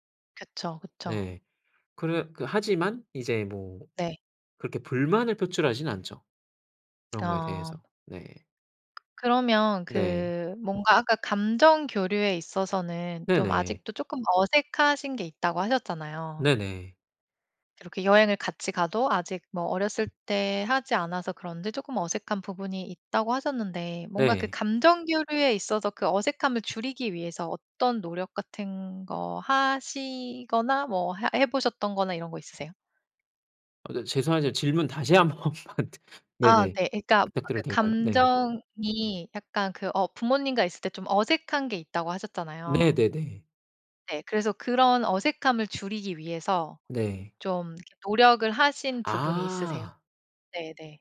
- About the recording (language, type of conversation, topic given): Korean, podcast, 가족 관계에서 깨달은 중요한 사실이 있나요?
- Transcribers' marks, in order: other background noise; tapping; laughing while speaking: "한 번만"